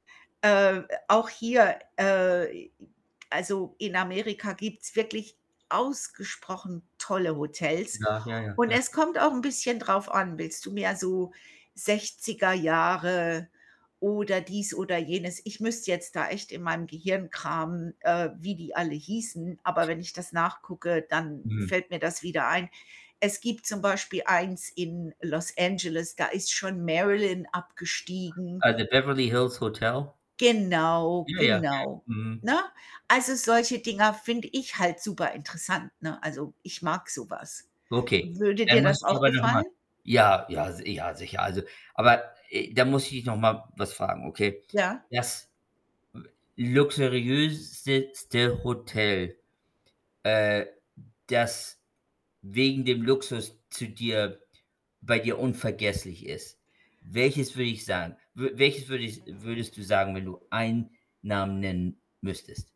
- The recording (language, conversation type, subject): German, unstructured, Was macht für dich eine Reise unvergesslich?
- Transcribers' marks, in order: static; other background noise; in English: "the"; distorted speech; other noise; "luxuriöseste" said as "luxuriösezte"; tapping